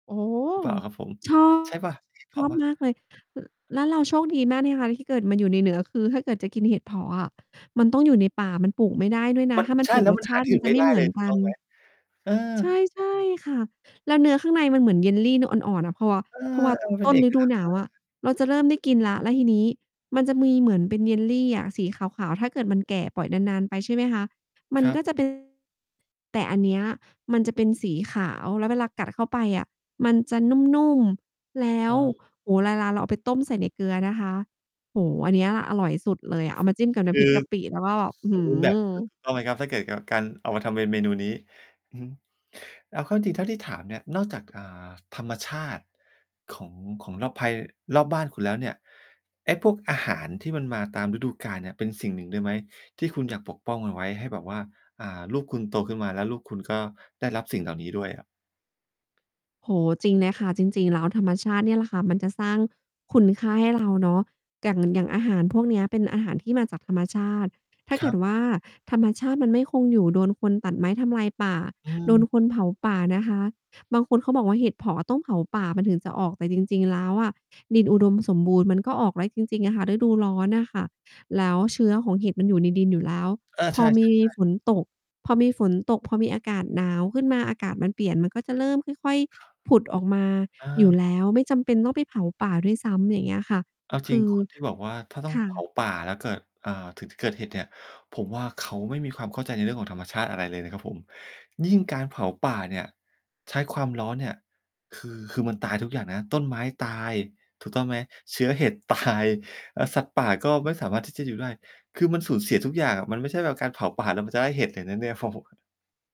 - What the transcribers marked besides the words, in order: distorted speech; other noise; "อย่าง" said as "กั่น"; tapping; laughing while speaking: "ตาย"; mechanical hum
- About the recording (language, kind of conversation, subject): Thai, podcast, ความงามของธรรมชาติแบบไหนที่ทำให้คุณอยากปกป้องมากที่สุด?